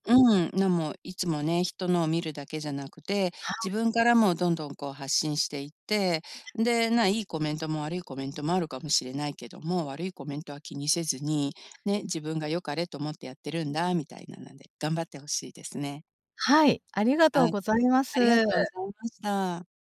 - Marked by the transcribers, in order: other background noise; unintelligible speech; unintelligible speech
- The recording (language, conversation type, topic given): Japanese, advice, 他人と比べるのをやめて視野を広げるには、どうすればよいですか？